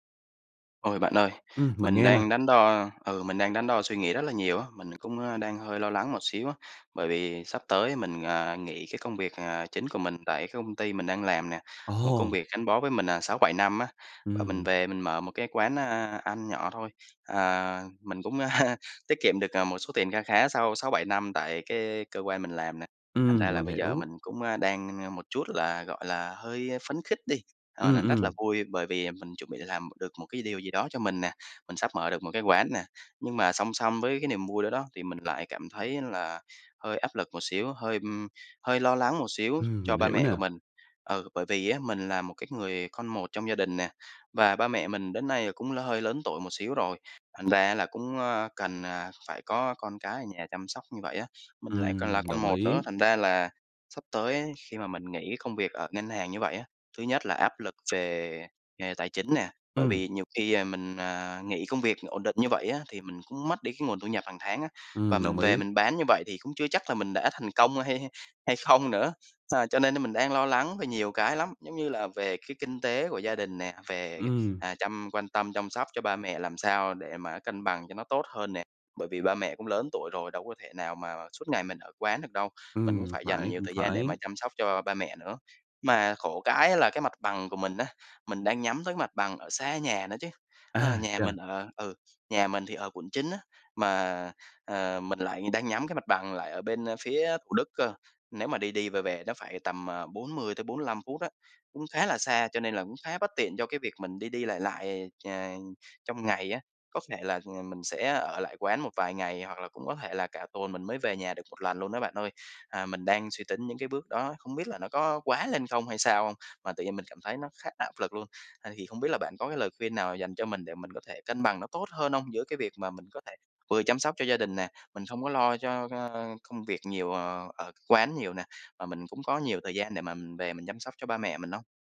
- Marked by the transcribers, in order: tapping; laugh; other background noise
- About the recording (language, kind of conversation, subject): Vietnamese, advice, Bạn đang cảm thấy áp lực như thế nào khi phải cân bằng giữa gia đình và việc khởi nghiệp?